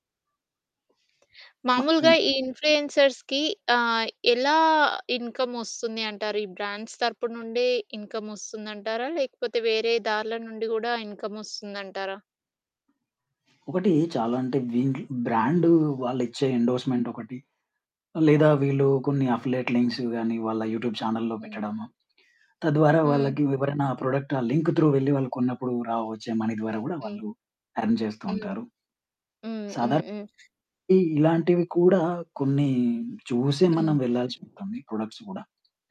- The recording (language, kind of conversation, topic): Telugu, podcast, ఇన్ఫ్లువెన్సర్లు ఎక్కువగా నిజాన్ని చెబుతారా, లేక కేవలం ఆడంబరంగా చూపించడానికే మొగ్గు చూపుతారా?
- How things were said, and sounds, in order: in English: "ఇన్ఫ్లుయెన్సర్స్‌కి"; in English: "ఇన్‌కమ్"; in English: "బ్రాండ్స్"; in English: "ఇన్‌కమ్"; in English: "ఇన్‌కమ్"; in English: "ఎండోర్స్‌మెంట్"; in English: "అఫిలియేట్"; in English: "యూట్యూబ్ చానెల్‌లో"; in English: "ప్రొడక్ట్"; in English: "లింక్ త్రూ"; in English: "మనీ"; in English: "ఎర్న్"; other background noise; distorted speech; in English: "ప్రొడక్ట్స్"